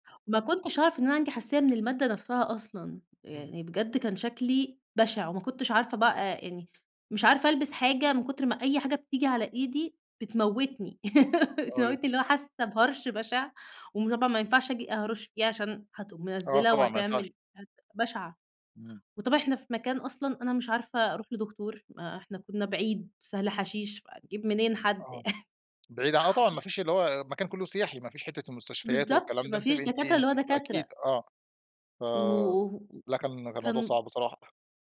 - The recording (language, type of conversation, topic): Arabic, podcast, إيه أكتر غلطة اتعلمت منها وإنت مسافر؟
- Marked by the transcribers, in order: laugh; tapping; unintelligible speech; chuckle